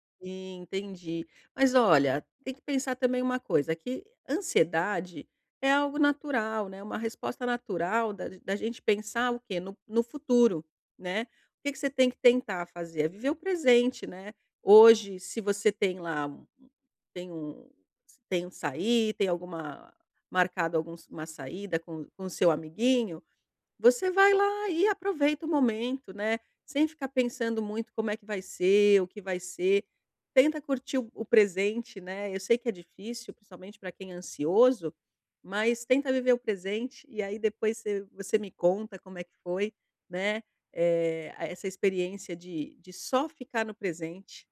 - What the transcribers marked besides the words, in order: none
- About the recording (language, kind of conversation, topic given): Portuguese, advice, Como posso conviver com a ansiedade sem me culpar tanto?